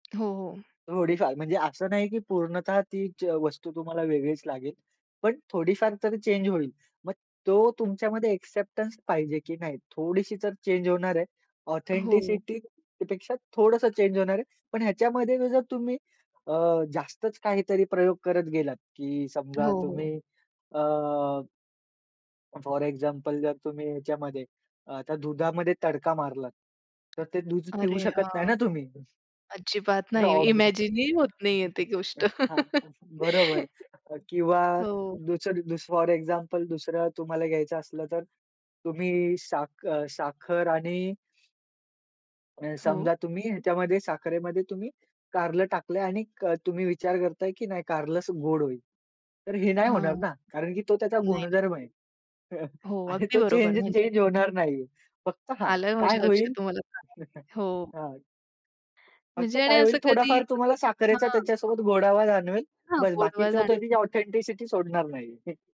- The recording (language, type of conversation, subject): Marathi, podcast, घरच्या पदार्थांना वेगवेगळ्या खाद्यपद्धतींचा संगम करून नवी चव कशी देता?
- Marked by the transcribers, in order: in English: "चेंज"; in English: "एक्सेप्टन्स"; in English: "चेंज"; in English: "ऑथेंटिसिटी"; other background noise; in English: "चेंज"; in English: "फोर एक्झाम्पल"; tapping; in English: "इमॅजिन"; unintelligible speech; in English: "फोर एक्झाम्पल"; chuckle; laughing while speaking: "आणि तो चेंज-चेंज होणार नाहीये"; in English: "चेंज-चेंज"; chuckle; unintelligible speech; in English: "ऑथेंटिसिटी"